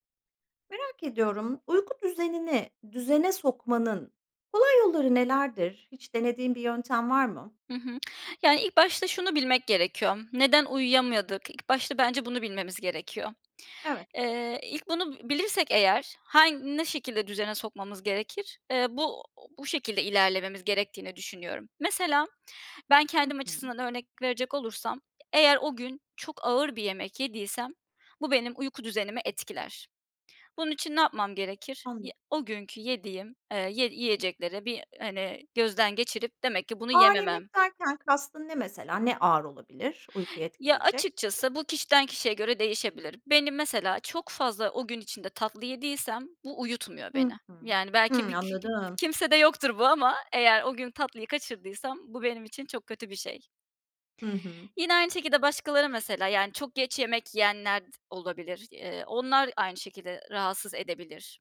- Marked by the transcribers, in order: tongue click; tapping; unintelligible speech
- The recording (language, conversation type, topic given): Turkish, podcast, Uyku düzenimi düzeltmenin kolay yolları nelerdir?